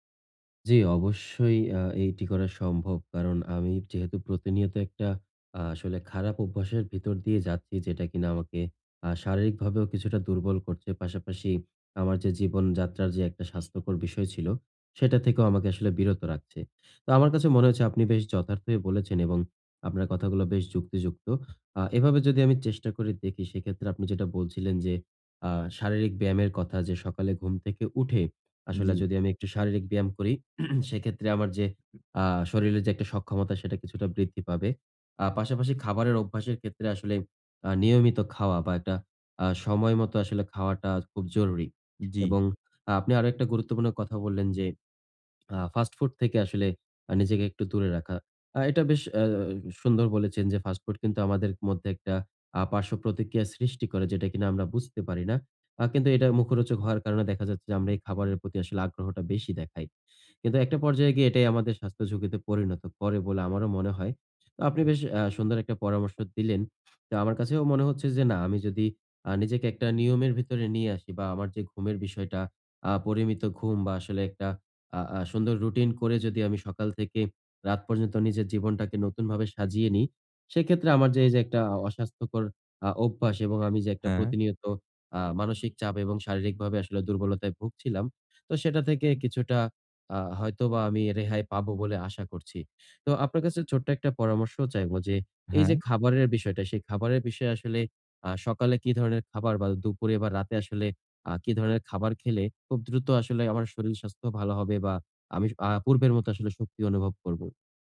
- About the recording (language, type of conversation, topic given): Bengali, advice, আমি কীভাবে প্রতিদিন সহজভাবে স্বাস্থ্যকর অভ্যাসগুলো সততার সঙ্গে বজায় রেখে ধারাবাহিক থাকতে পারি?
- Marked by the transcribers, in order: horn; tapping; throat clearing; other background noise